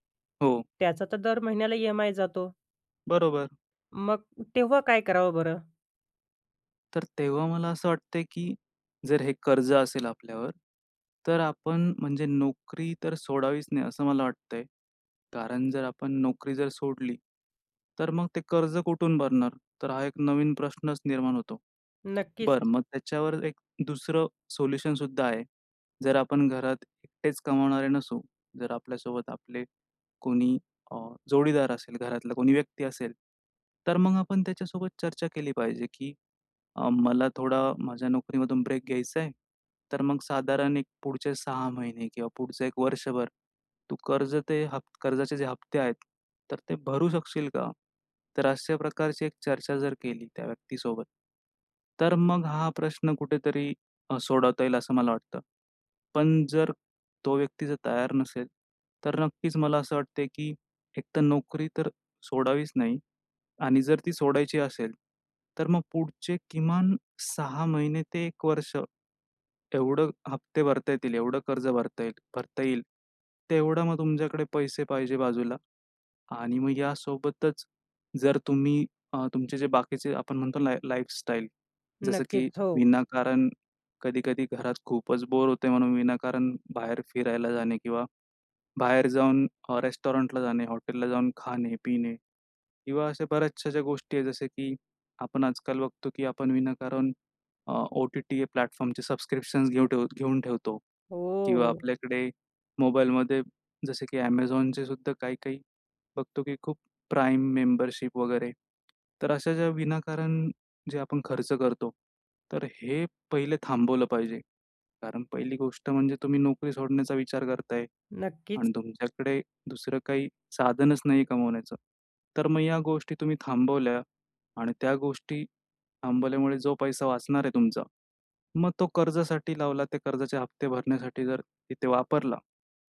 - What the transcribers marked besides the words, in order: other background noise; in English: "सोल्युशन"; in English: "लाईफ, लाईफस्टाईल"; in English: "रेस्टॉरंटला"; in English: "प्लॅटफॉर्मचे सबस्क्रिप्शन्स"; in English: "प्राइम मेंबरशिप"
- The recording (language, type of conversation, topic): Marathi, podcast, नोकरी सोडण्याआधी आर्थिक तयारी कशी करावी?